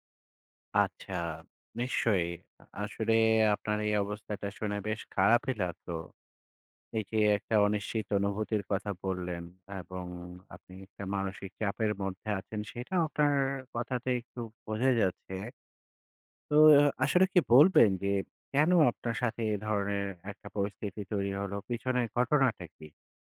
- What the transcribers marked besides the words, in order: none
- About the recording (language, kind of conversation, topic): Bengali, advice, সকালে ওঠার রুটিন বজায় রাখতে অনুপ্রেরণা নেই